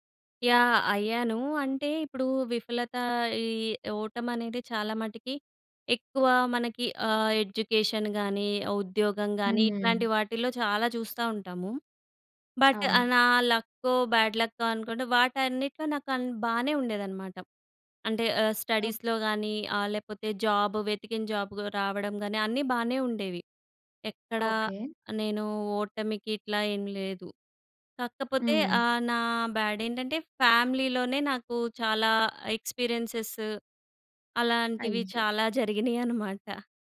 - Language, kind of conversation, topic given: Telugu, podcast, మీ జీవితంలో ఎదురైన ఒక ముఖ్యమైన విఫలత గురించి చెబుతారా?
- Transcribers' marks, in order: in English: "ఎడ్యుకేషన్"; in English: "బట్"; in English: "బ్యాడ్"; in English: "స్టడీస్‍లో"; in English: "జాబ్"; in English: "ఎక్స్‌పీరియెన్సెస్"